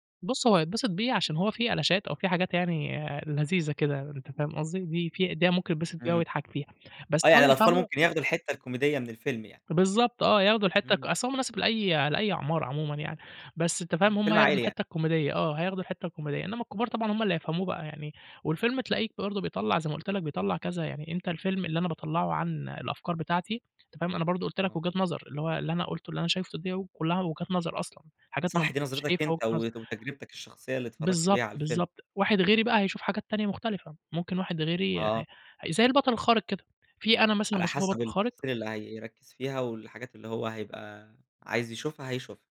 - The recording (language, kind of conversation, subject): Arabic, podcast, احكيلي عن فيلم أثّر فيك: إيه هو وليه؟
- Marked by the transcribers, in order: unintelligible speech